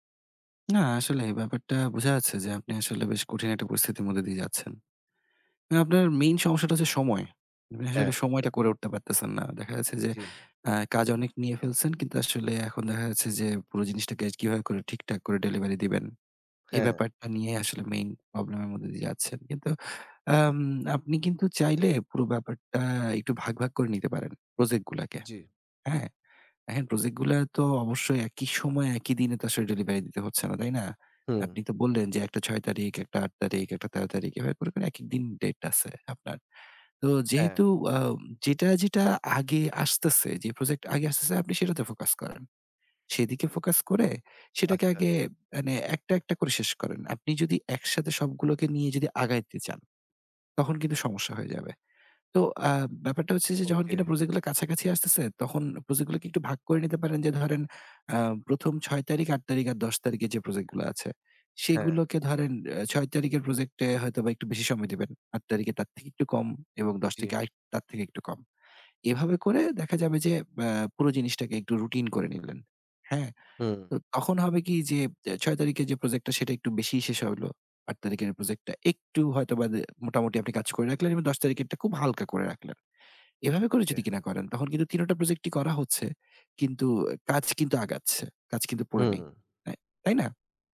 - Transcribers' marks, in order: other background noise; tapping
- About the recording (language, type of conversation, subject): Bengali, advice, আমি অনেক প্রজেক্ট শুরু করি, কিন্তু কোনোটাই শেষ করতে পারি না—এর কারণ কী?